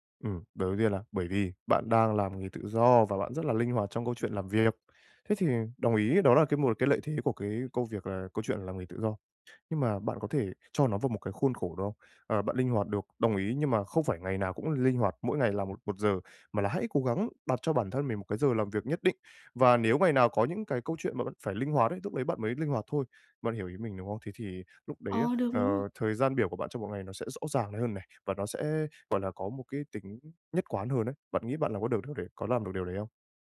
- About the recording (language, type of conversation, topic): Vietnamese, advice, Làm sao để tìm thời gian cho sở thích cá nhân của mình?
- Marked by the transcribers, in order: other background noise